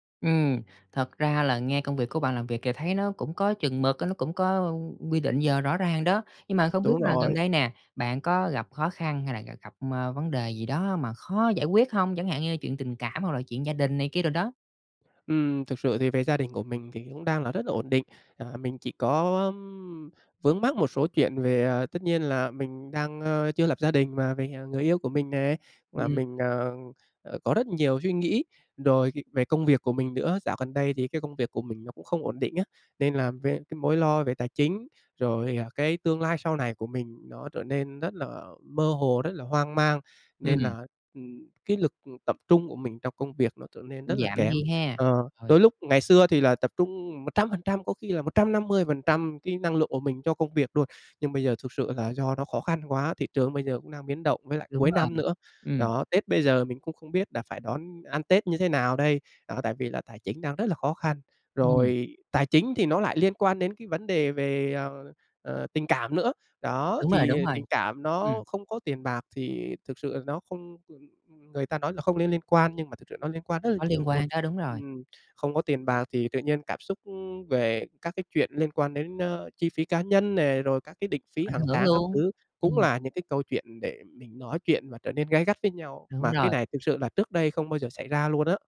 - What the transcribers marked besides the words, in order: other background noise
- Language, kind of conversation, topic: Vietnamese, advice, Vì sao tôi thường thức dậy vẫn mệt mỏi dù đã ngủ đủ giấc?